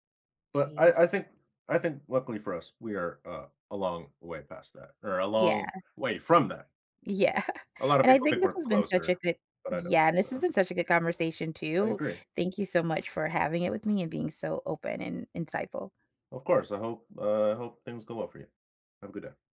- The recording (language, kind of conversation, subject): English, unstructured, What do you think about companies tracking what you do online?
- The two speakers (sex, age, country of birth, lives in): female, 40-44, United States, United States; male, 20-24, United States, United States
- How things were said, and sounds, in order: laughing while speaking: "Yeah"; other background noise